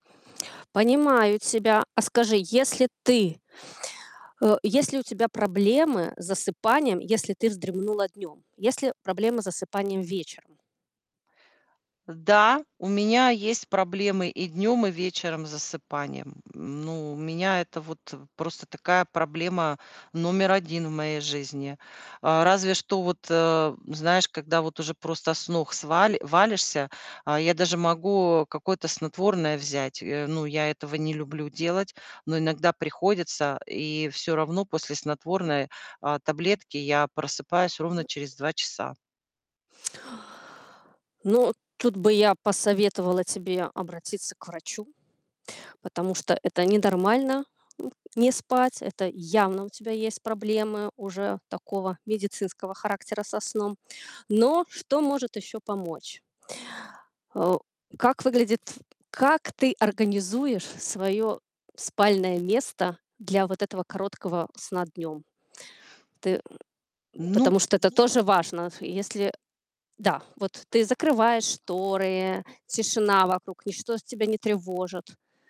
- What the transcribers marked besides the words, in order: distorted speech; other background noise; tapping; other noise
- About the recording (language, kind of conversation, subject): Russian, advice, Как и когда лучше вздремнуть днём, чтобы повысить продуктивность?